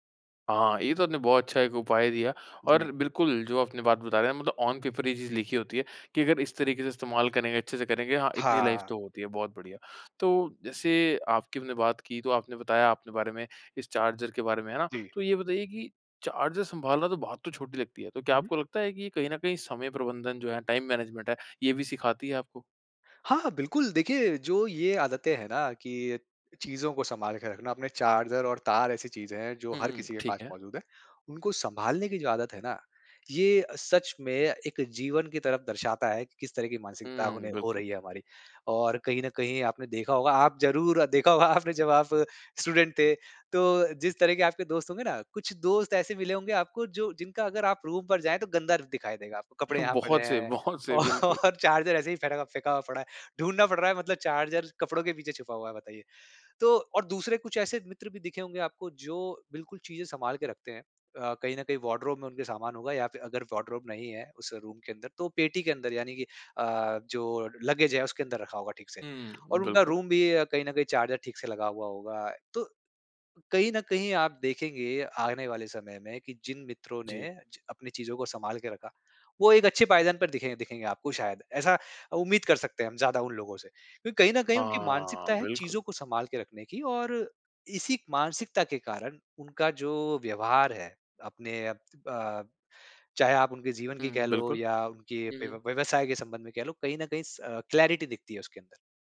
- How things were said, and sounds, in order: tapping; in English: "ऑन पेपर"; in English: "लाइफ़"; other background noise; other noise; in English: "टाइम मैनेजमेंट"; laughing while speaking: "देखा होगा आपने जब"; in English: "स्टूडेंट"; in English: "रूम"; laughing while speaking: "बहुत सही"; laughing while speaking: "और चार्जर ऐसे ही फेंटा"; in English: "वार्डरोब"; in English: "वार्डरोब"; in English: "रूम"; in English: "लगेज"; in English: "रूम"; in English: "क्लैरिटी"
- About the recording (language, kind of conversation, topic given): Hindi, podcast, चार्जर और केबलों को सुरक्षित और व्यवस्थित तरीके से कैसे संभालें?